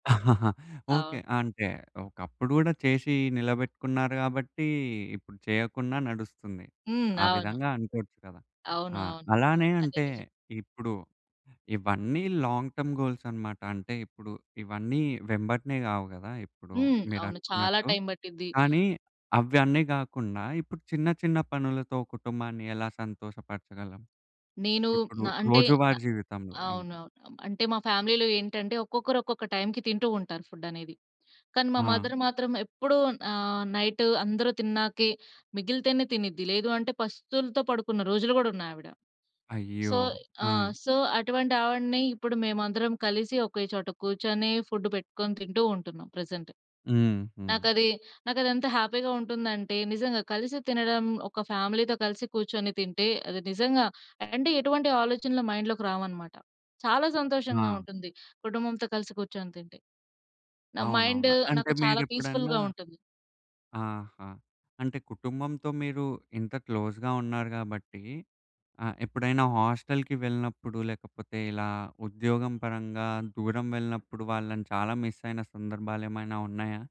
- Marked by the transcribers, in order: chuckle; in English: "లాంగ్ టర్మ్ గోల్స్"; in English: "టైమ్"; in English: "ఫ్యామిలీలో"; in English: "టైమ్‌కి"; in English: "మదర్"; in English: "సో"; in English: "సో"; in English: "ప్రెజెంట్"; in English: "హ్యాపీ‌గా"; in English: "ఫ్యామిలీతో"; in English: "మైండ్‌లోకి"; in English: "పీస్‌ఫుల్‌గా"; in English: "క్లోజ్‌గా"; in English: "హాస్టల్‌కి"
- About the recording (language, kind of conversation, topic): Telugu, podcast, కుటుంబాన్ని సంతోషపెట్టడం నిజంగా విజయం అని మీరు భావిస్తారా?
- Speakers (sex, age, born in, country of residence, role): female, 25-29, India, India, guest; male, 20-24, India, India, host